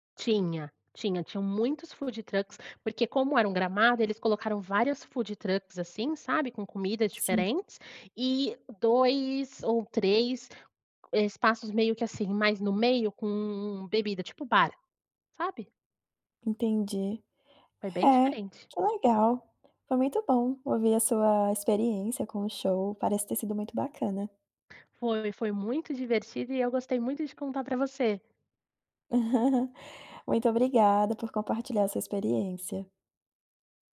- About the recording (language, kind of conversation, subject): Portuguese, podcast, Qual foi o show ao vivo que mais te marcou?
- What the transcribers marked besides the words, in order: chuckle